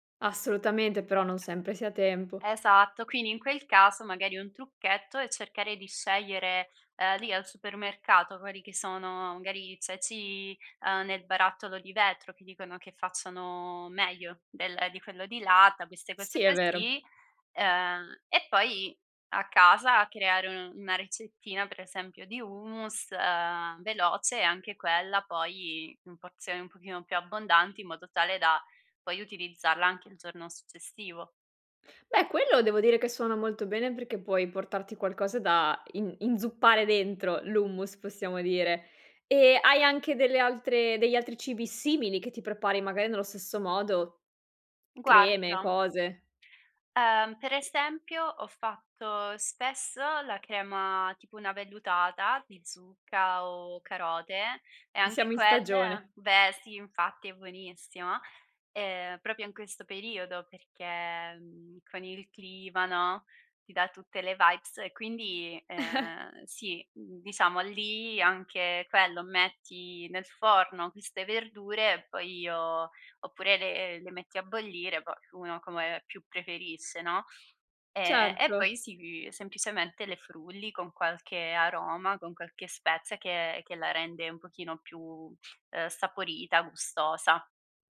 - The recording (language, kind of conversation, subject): Italian, podcast, Come scegli cosa mangiare quando sei di fretta?
- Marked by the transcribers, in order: tapping; "magari" said as "gari"; "proprio" said as "propio"; in English: "vibes"; chuckle